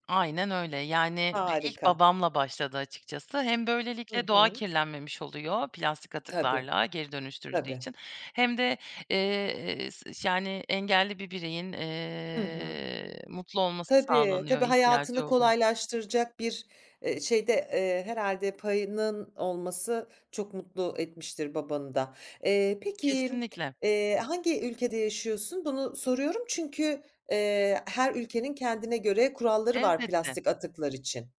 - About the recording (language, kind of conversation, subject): Turkish, podcast, Plastik atıklarla başa çıkmanın pratik yolları neler?
- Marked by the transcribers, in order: other background noise